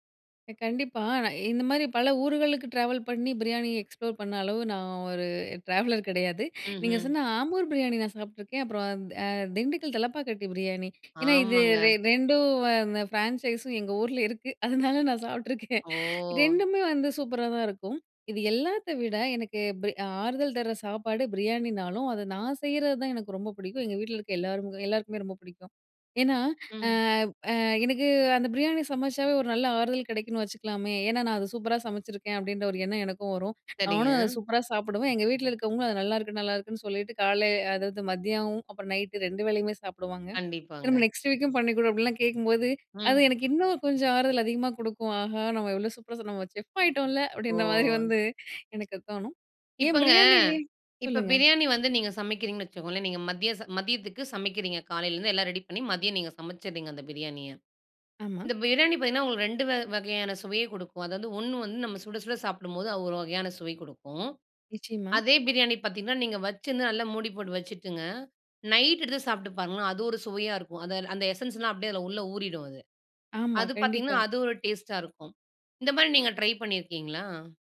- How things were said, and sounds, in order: in English: "ட்ராவல்"; in English: "எக்ஸ்ப்ளோர்"; in English: "ட்ராவலர்"; inhale; inhale; in English: "ஃப்ரான்சைஸும்"; laughing while speaking: "அதனால நான் சாப்பிட்டுருக்கேன்"; inhale; drawn out: "ஓ!"; "பிடிக்கும்" said as "புடிக்கும்"; "பிடிக்கும்" said as "புடிக்கும்"; inhale; drawn out: "அ, அ"; inhale; in English: "நெக்ஸ்ட் வீக்கும்"; background speech; laughing while speaking: "ஆஹா! நம்ம இவ்ளோ சூப்பரா நம்ம செஃப் ஆகிட்டோன்ல"; unintelligible speech; in English: "செஃப்"; inhale; "கொடுக்கும்" said as "குடுக்கும்"; in English: "எசென்ஸ்லாம்"; other background noise
- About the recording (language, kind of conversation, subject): Tamil, podcast, உனக்கு ஆறுதல் தரும் சாப்பாடு எது?